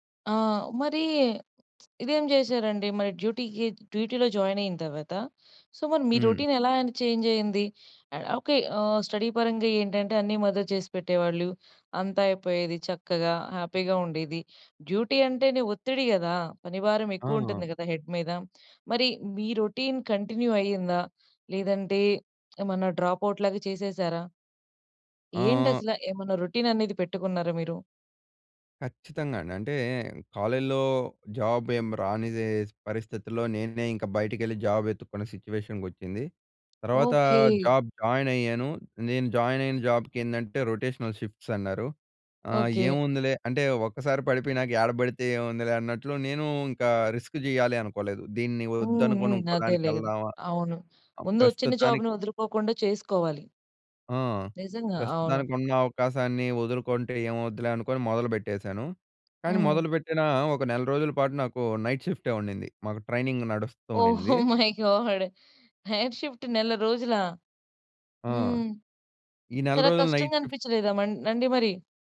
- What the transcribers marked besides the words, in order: other noise; in English: "డ్యూటీకి డ్యూటీలో జాయిన్"; in English: "సో"; in English: "రొటీన్"; in English: "చేంజ్"; in English: "స్టడీ"; in English: "మదర్"; in English: "హ్యాపీగా"; in English: "డ్యూటీ"; in English: "హెడ్"; in English: "రొటీన్ కంటిన్యూ"; in English: "డ్రాప్ ఔట్"; in English: "రొటీన్"; in English: "జాబ్"; in English: "జాబ్"; in English: "సిట్యుయేషన్‌కి"; in English: "జాబ్ జాయిన్"; in English: "జాయిన్"; in English: "రొటేషనల్ షిఫ్ట్స్"; in English: "రిస్క్"; in English: "జాబ్‌ని"; in English: "నైట్"; in English: "ట్రైనింగ్"; giggle; in English: "మై గాడ్! నైట్ షిఫ్ట్"; in English: "నైట్ షిఫ్ట్"
- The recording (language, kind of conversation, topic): Telugu, podcast, రాత్రి పడుకునే ముందు మీ రాత్రి రొటీన్ ఎలా ఉంటుంది?